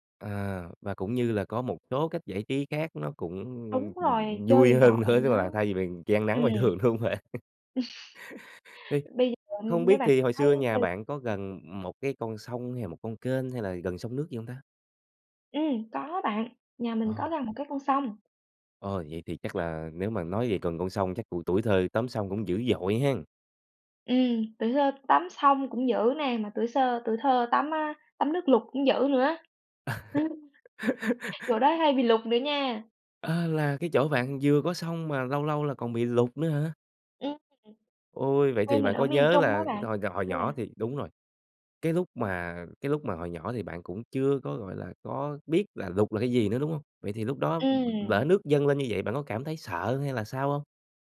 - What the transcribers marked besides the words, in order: laughing while speaking: "đúng hông bạn?"; chuckle; other background noise; tapping; "tuổi" said as "cuổi"; laugh; chuckle; "nhỏ-" said as "nhò"
- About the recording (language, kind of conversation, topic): Vietnamese, podcast, Kỷ niệm thời thơ ấu nào khiến bạn nhớ mãi không quên?